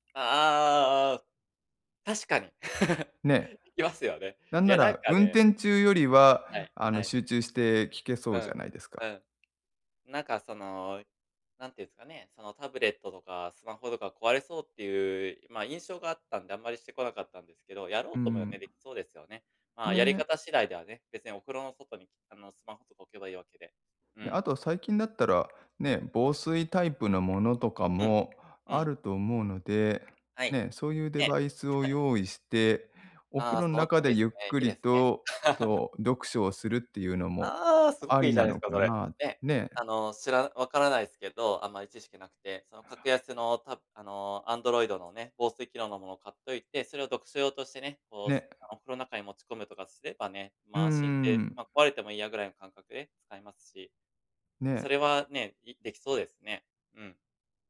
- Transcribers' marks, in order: laugh; other noise; laugh; laugh; unintelligible speech
- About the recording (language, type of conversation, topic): Japanese, advice, 仕事や家事で忙しくて趣味の時間が取れないとき、どうすれば時間を確保できますか？